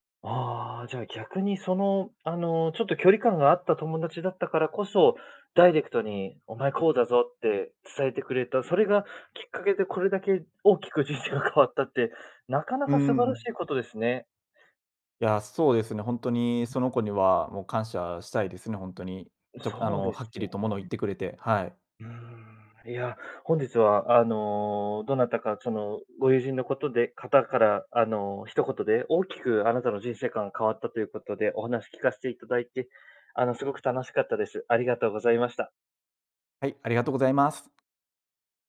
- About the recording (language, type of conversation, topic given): Japanese, podcast, 誰かの一言で人生の進む道が変わったことはありますか？
- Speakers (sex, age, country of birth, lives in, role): male, 25-29, Japan, Germany, guest; male, 30-34, Japan, Japan, host
- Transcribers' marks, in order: other background noise; tapping